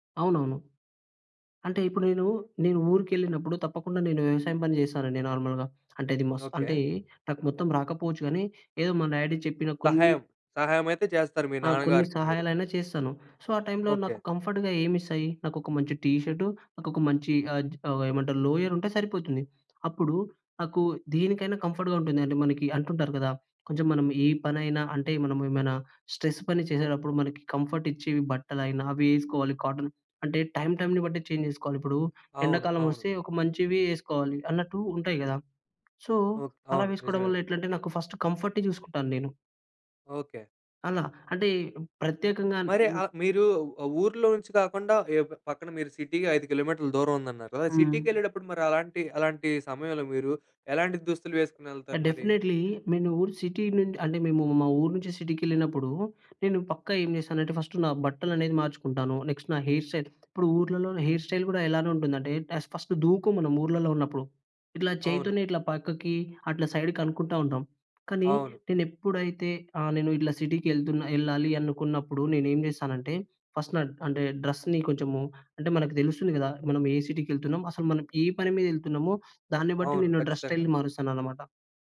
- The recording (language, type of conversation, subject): Telugu, podcast, మీ దుస్తులు మీ గురించి ఏమి చెబుతాయనుకుంటారు?
- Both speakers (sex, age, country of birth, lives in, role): male, 20-24, India, India, guest; male, 25-29, India, India, host
- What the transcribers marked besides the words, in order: in English: "నార్మల్‌గా"; in English: "డాడీ"; in English: "సో"; in English: "టైమ్‌లో"; in English: "కంఫర్ట్‌గా"; in English: "టీ షర్ట్"; in English: "లోయర్"; in English: "కంఫర్ట్‌గా"; in English: "స్ట్రెస్"; in English: "కంఫర్ట్"; in English: "కాటన్"; in English: "టైమ్ టైమ్‌ని"; in English: "చేంజ్"; in English: "సో"; in English: "ఫస్ట్ కంఫర్ట్"; in English: "సిటీకి"; in English: "డెఫినైట్లీ"; "నేను" said as "మేను"; in English: "సిటీ"; in English: "ఫస్ట్"; in English: "నెక్స్ట్"; in English: "హెయిర్ స్టైల్"; in English: "హెయిర్ స్టైల్"; in English: "ఫస్ట్"; in English: "సైడ్"; in English: "ఫస్ట్"; in English: "డ్రెస్‌ని"; in English: "డ్రెస్ స్టైల్"